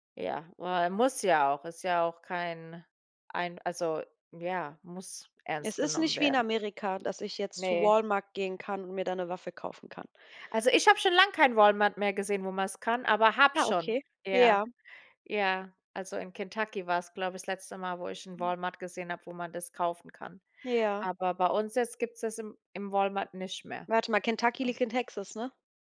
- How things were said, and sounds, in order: tapping; unintelligible speech
- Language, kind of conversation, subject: German, unstructured, Wie gehst du mit Prüfungsangst um?